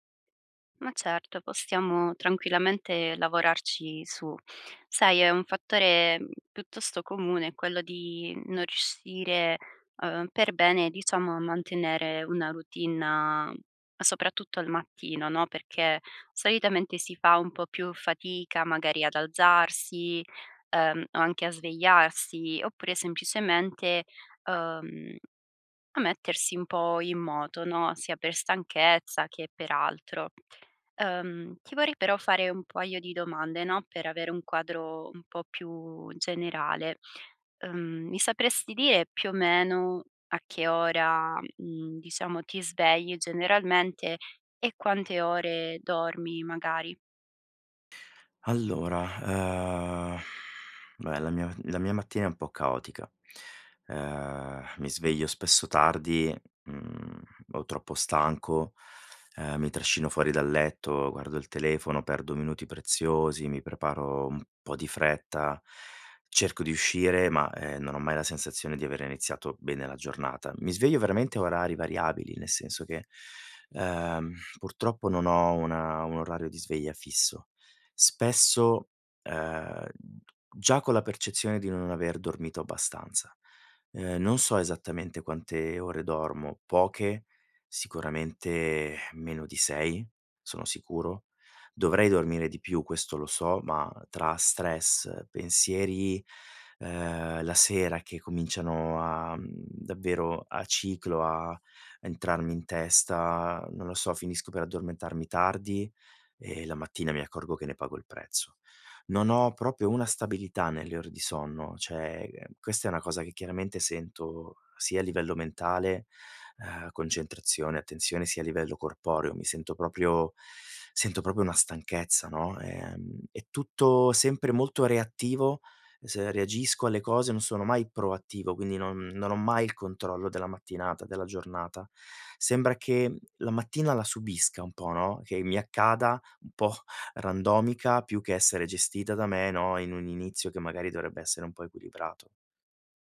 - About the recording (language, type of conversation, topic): Italian, advice, Perché faccio fatica a mantenere una routine mattutina?
- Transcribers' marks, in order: other background noise; sigh; "proprio" said as "propio"; "cioè" said as "ceh"; "proprio" said as "propio"; "proprio" said as "propio"; laughing while speaking: "un po'"; in English: "randomica"